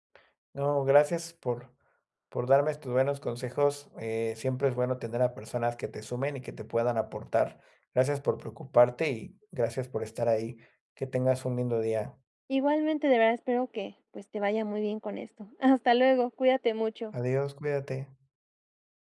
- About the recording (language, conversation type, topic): Spanish, advice, ¿Cómo puedo aceptar la nueva realidad después de que terminó mi relación?
- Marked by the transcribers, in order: chuckle